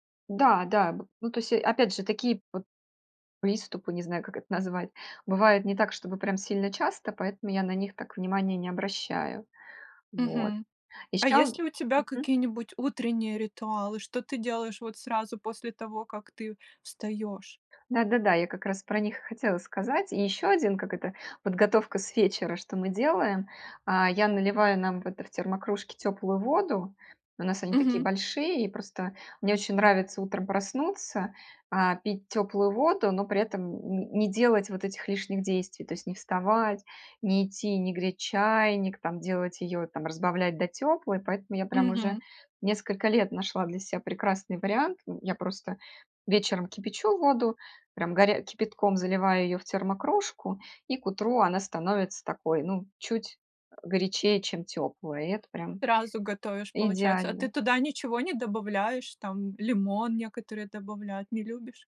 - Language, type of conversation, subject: Russian, podcast, Как вы начинаете день, чтобы он был продуктивным и здоровым?
- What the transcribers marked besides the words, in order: none